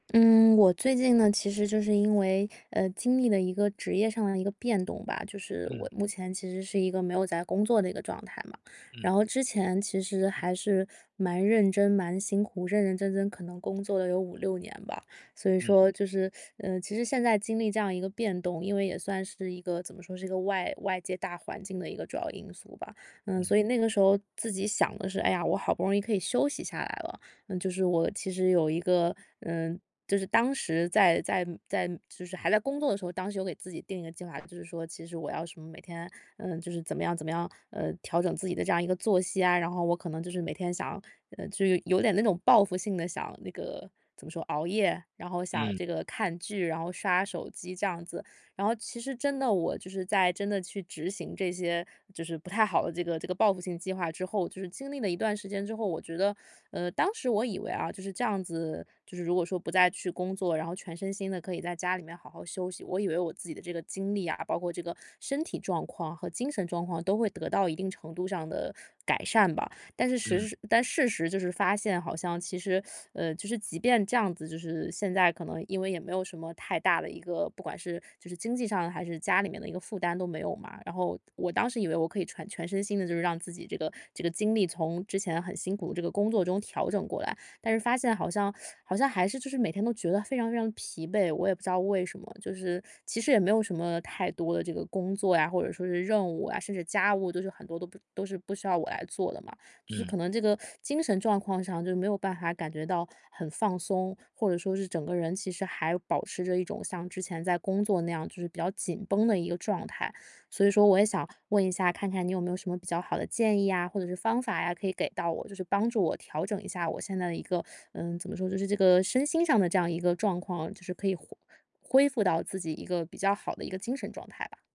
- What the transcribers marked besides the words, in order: teeth sucking; teeth sucking; teeth sucking
- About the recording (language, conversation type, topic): Chinese, advice, 假期里如何有效放松并恢复精力？